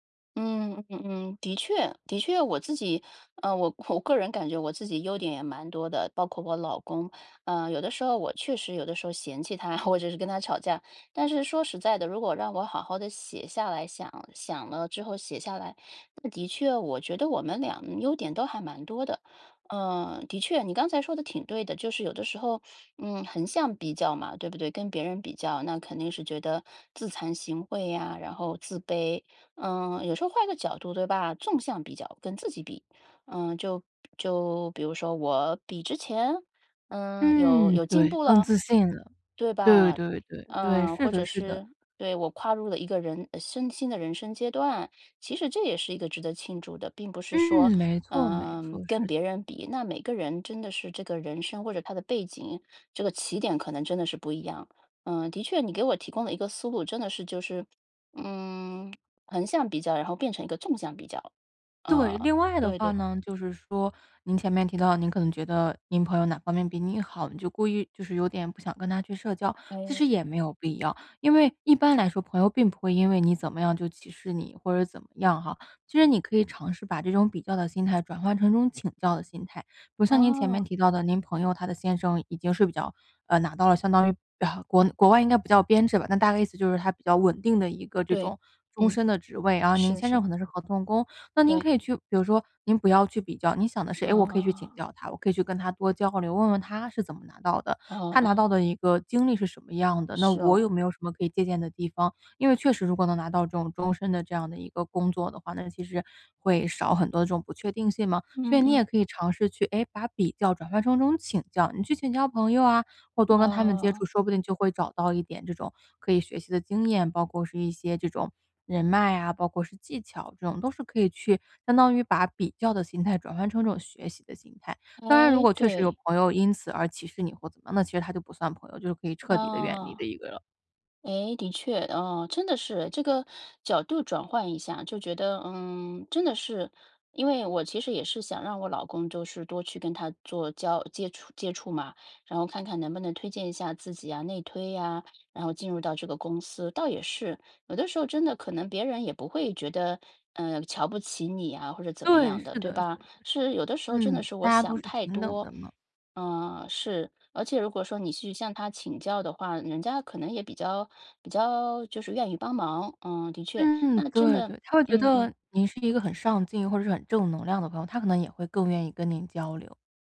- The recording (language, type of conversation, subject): Chinese, advice, 和别人比较后开始怀疑自己的价值，我该怎么办？
- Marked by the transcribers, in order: other background noise